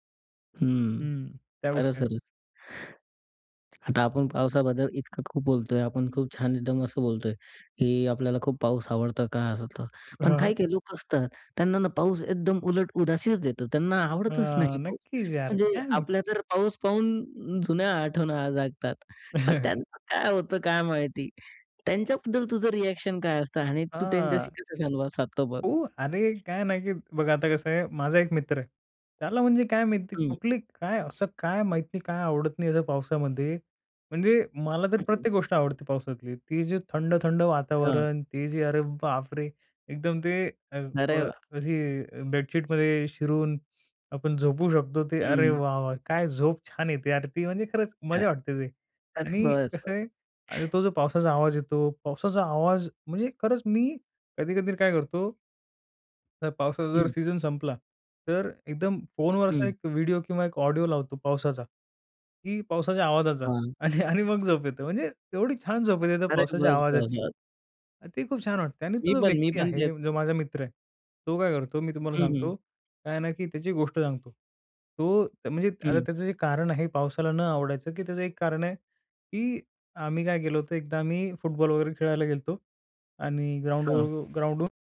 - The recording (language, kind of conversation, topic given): Marathi, podcast, पावसात मन शांत राहिल्याचा अनुभव तुम्हाला कसा वाटतो?
- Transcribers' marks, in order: tapping; other noise; chuckle; in English: "रिएक्शन"; "संवाद" said as "सांगवाद"; other background noise; laughing while speaking: "आणि मग झोप येते"